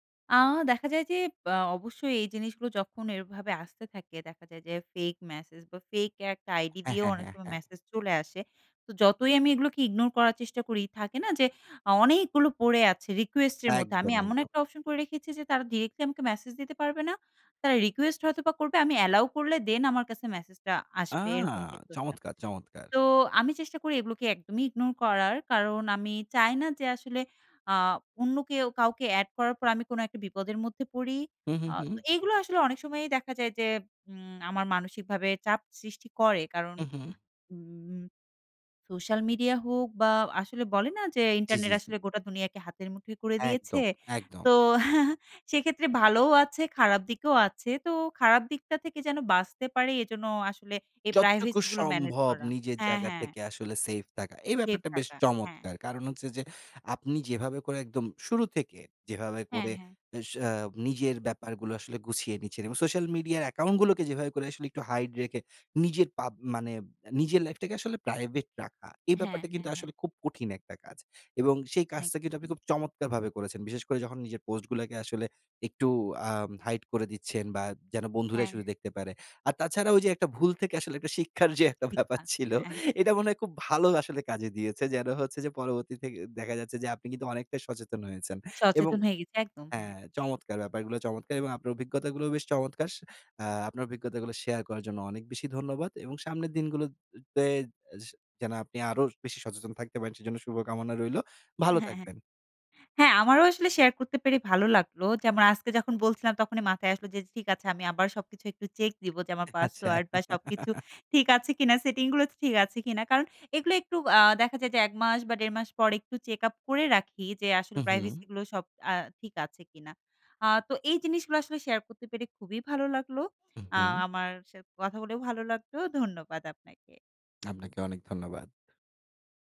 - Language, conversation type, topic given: Bengali, podcast, তুমি সোশ্যাল মিডিয়ায় নিজের গোপনীয়তা কীভাবে নিয়ন্ত্রণ করো?
- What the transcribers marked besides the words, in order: in English: "fake message"; in English: "allow"; chuckle; "সেফ" said as "সেপ"; in English: "hide"; in English: "hide"; laughing while speaking: "শিক্ষার যে একটা ব্যাপার ছিল"; "দিনগুলোতে" said as "দিনগুলোততে"; laughing while speaking: "আচ্ছা"; chuckle; tapping